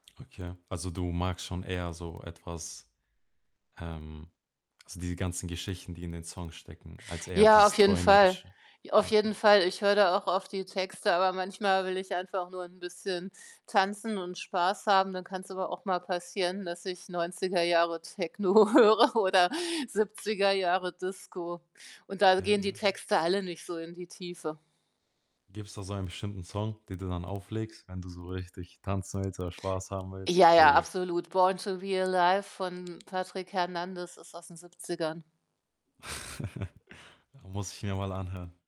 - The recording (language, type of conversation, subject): German, podcast, Wie prägt die Familie unsere Musikvorlieben?
- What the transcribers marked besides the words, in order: distorted speech; laughing while speaking: "Techno höre"; other background noise; unintelligible speech; laugh